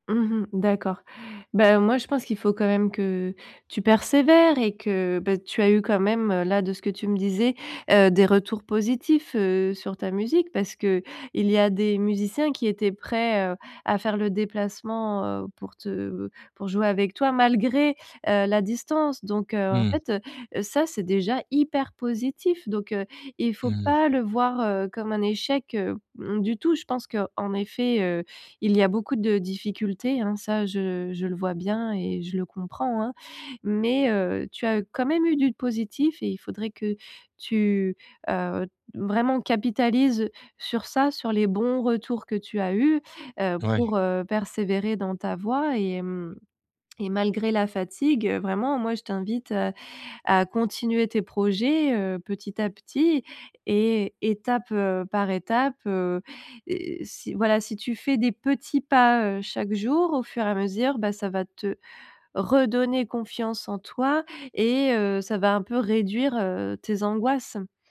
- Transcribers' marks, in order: stressed: "hyper positif"; other background noise
- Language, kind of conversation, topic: French, advice, Comment agir malgré la peur d’échouer sans être paralysé par l’angoisse ?